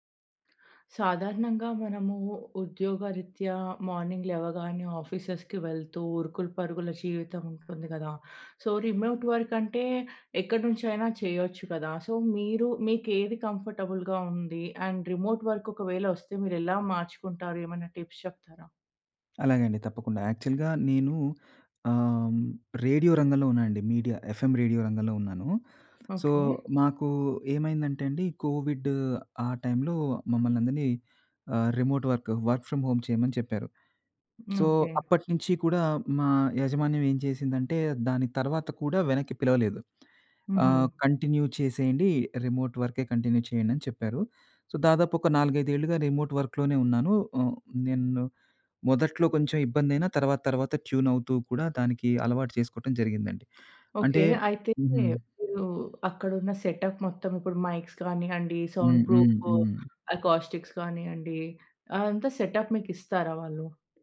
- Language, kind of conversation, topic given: Telugu, podcast, రిమోట్ వర్క్‌కు మీరు ఎలా అలవాటుపడ్డారు, దానికి మీ సూచనలు ఏమిటి?
- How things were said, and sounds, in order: in English: "మార్నింగ్"; in English: "ఆఫీసెస్‌కి"; in English: "సో, రిమోట్ వర్క్"; in English: "సో"; in English: "కంఫర్టబుల్‌గా"; in English: "అండ్ రిమోట్ వర్క్"; in English: "టిప్స్"; in English: "యాక్చువల్‌గా"; in English: "రేడియో"; in English: "మీడియా ఎఫ్ఎం రేడియో"; in English: "సో"; in English: "కోవిడ్"; in English: "రిమోట్ వర్క్, వర్క్ ఫ్రామ్ హోమ్"; in English: "సో"; other background noise; in English: "కంటిన్యూ"; in English: "రిమోట్"; in English: "కంటిన్యూ"; in English: "సో"; in English: "రిమోట్ వర్క్‌లోనే"; in English: "ట్యూన్"; in English: "సెటప్"; in English: "మైక్స్"; in English: "సౌండ్ ప్రూఫ్ అకాస్టిక్స్"; in English: "సెటప్"